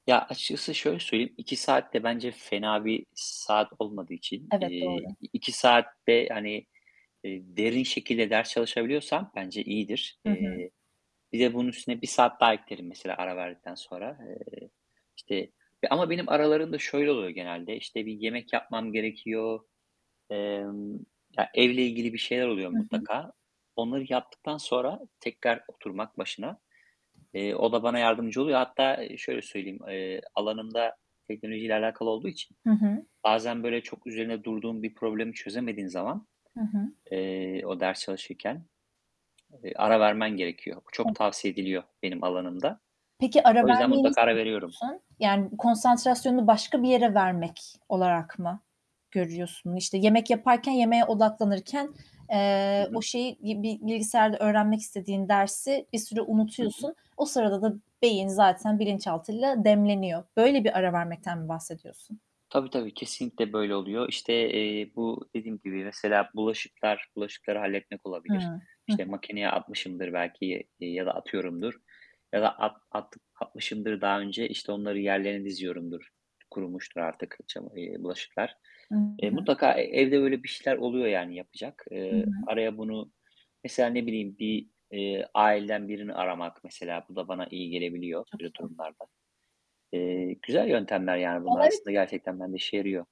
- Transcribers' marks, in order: static; other background noise; tapping; unintelligible speech; distorted speech; unintelligible speech
- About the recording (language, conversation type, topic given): Turkish, podcast, Ders çalışırken senin için en işe yarayan yöntemler hangileri?